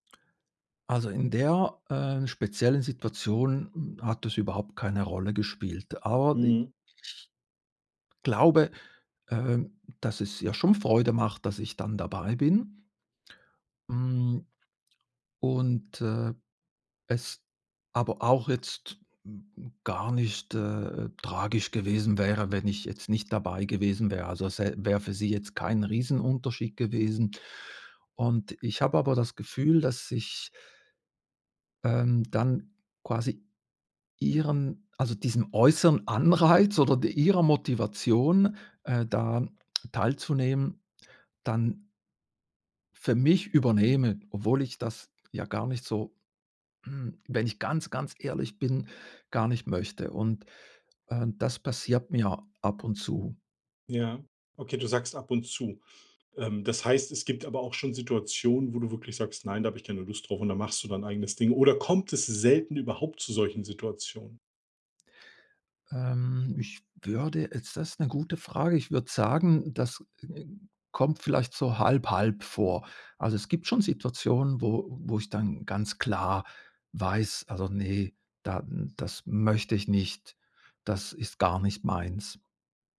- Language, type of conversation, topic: German, advice, Wie kann ich innere Motivation finden, statt mich nur von äußeren Anreizen leiten zu lassen?
- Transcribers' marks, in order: none